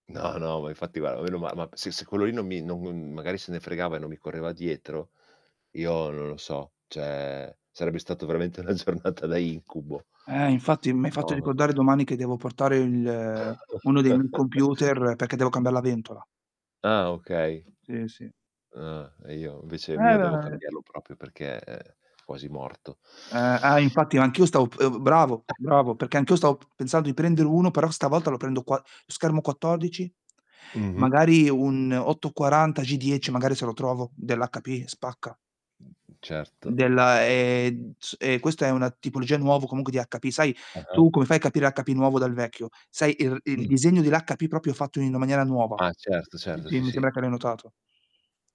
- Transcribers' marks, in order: static; "guarda" said as "guara"; "cioè" said as "ceh"; laughing while speaking: "giornata"; other background noise; distorted speech; tapping; chuckle; unintelligible speech; "proprio" said as "propio"; sniff; "proprio" said as "propio"
- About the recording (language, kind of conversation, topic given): Italian, unstructured, Ti è mai capitato un imprevisto durante un viaggio?